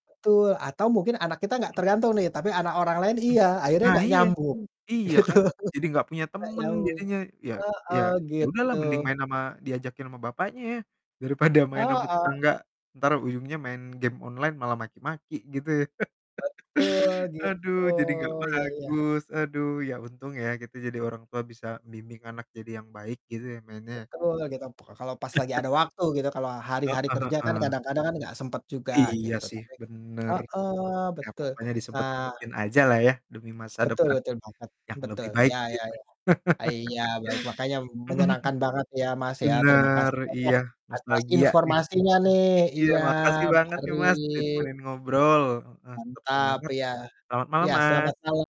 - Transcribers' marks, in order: distorted speech; laughing while speaking: "gitu"; laughing while speaking: "daripada"; laugh; laugh; laugh; drawn out: "mari"; other background noise
- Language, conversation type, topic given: Indonesian, unstructured, Apa hal paling menyenangkan dari hobimu?